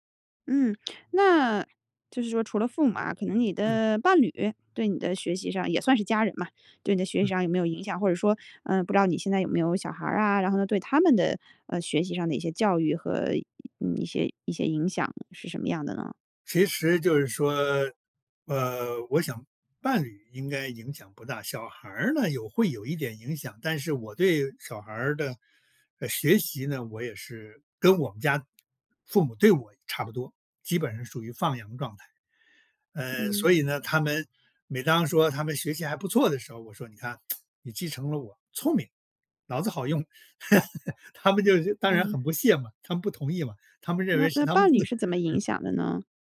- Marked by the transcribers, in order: tsk; laugh
- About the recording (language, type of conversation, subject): Chinese, podcast, 家人对你的学习有哪些影响？